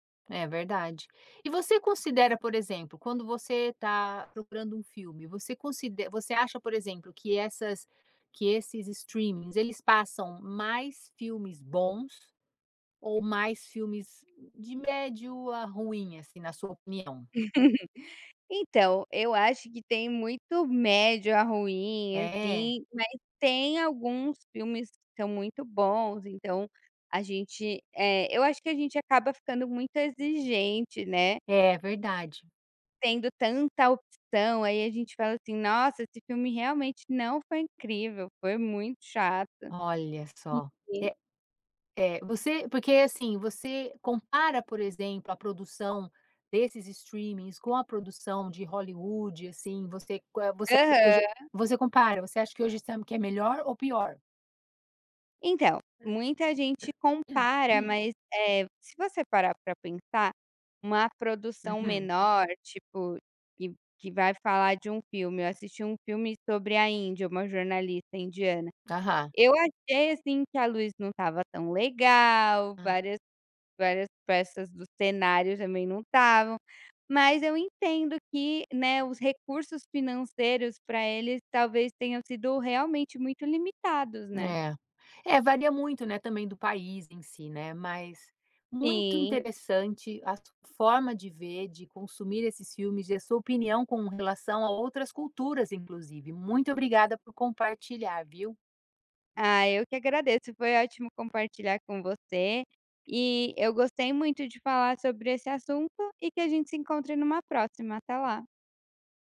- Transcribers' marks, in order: chuckle; unintelligible speech; other noise; throat clearing
- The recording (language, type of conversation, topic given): Portuguese, podcast, Como o streaming mudou, na prática, a forma como assistimos a filmes?